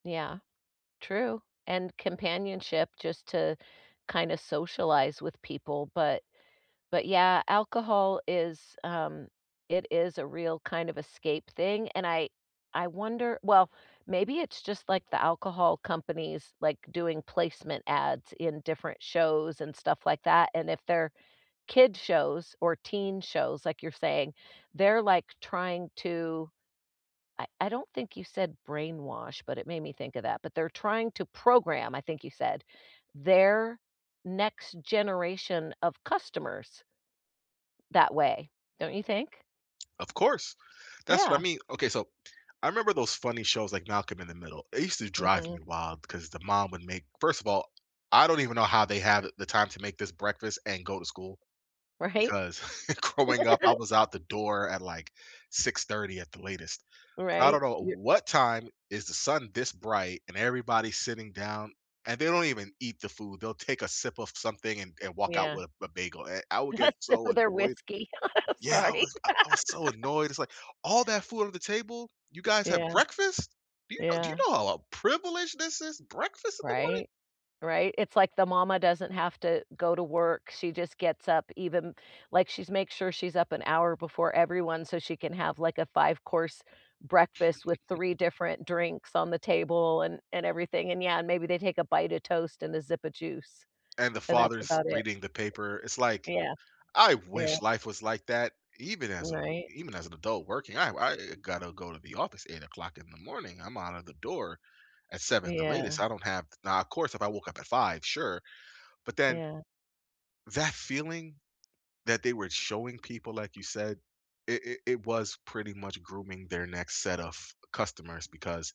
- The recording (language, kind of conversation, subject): English, unstructured, Why do people sometimes get defensive about their favorite hobbies?
- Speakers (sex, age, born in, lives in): female, 60-64, United States, United States; male, 35-39, United States, United States
- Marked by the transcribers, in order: tapping; laughing while speaking: "Right?"; chuckle; laughing while speaking: "What's another whiskey? Sorry"; other background noise; laugh; chuckle